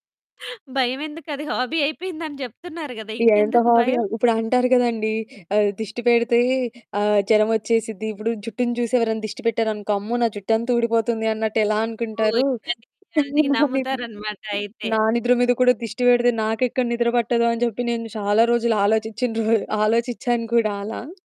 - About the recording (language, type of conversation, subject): Telugu, podcast, స్నేహితులతో కలిసి హాబీ చేయడం మీకు ఎలా సులభమవుతుంది?
- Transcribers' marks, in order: laughing while speaking: "భయమెందుకు అది హాబీ అయిపోయిిందిందని జెప్తున్నారు గదా! ఇంకెందుకు భయం?"; in English: "హాబీ"; distorted speech; in English: "సేమ్"